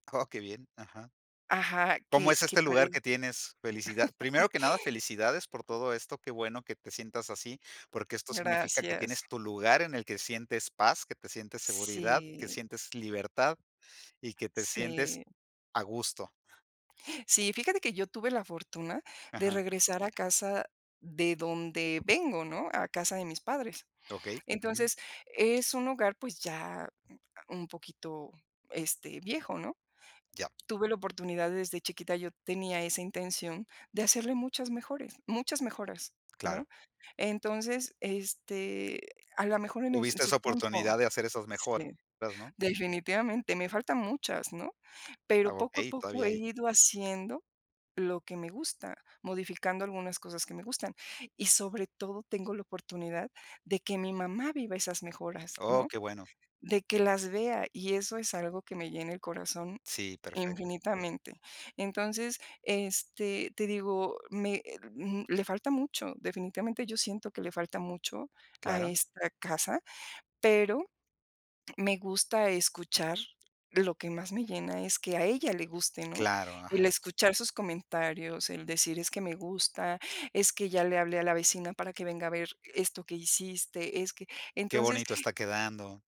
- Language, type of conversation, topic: Spanish, podcast, ¿Qué haces para que tu hogar se sienta acogedor?
- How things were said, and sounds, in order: laugh; other background noise; "definitivamente" said as "delfinitivamente"